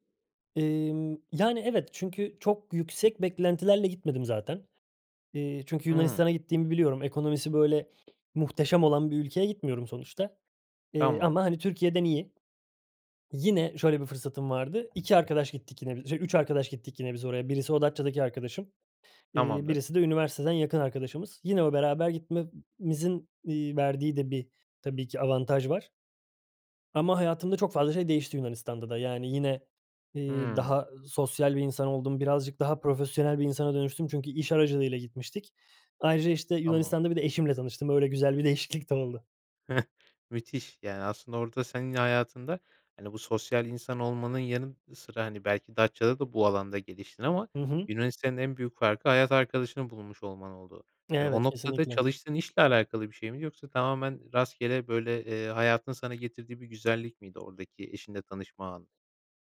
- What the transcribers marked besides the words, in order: tapping; chuckle
- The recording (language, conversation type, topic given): Turkish, podcast, Bir seyahat, hayatınızdaki bir kararı değiştirmenize neden oldu mu?